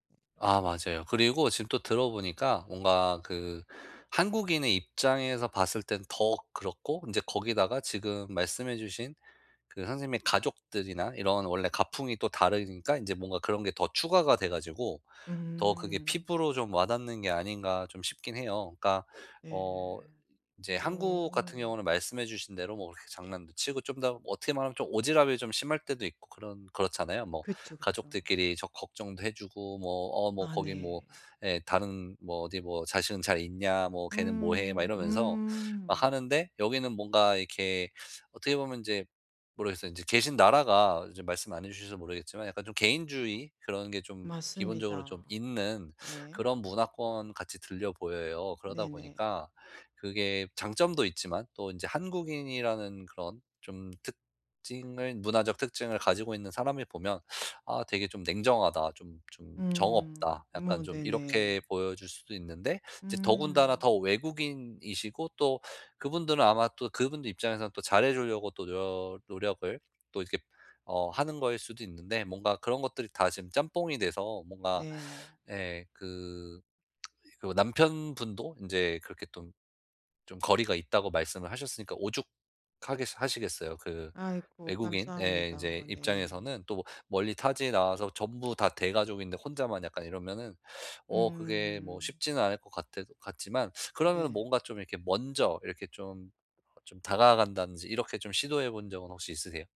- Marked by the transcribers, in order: other background noise; tapping
- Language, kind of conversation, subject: Korean, advice, 파티에 가면 소외감과 불안이 심해지는데 어떻게 하면 좋을까요?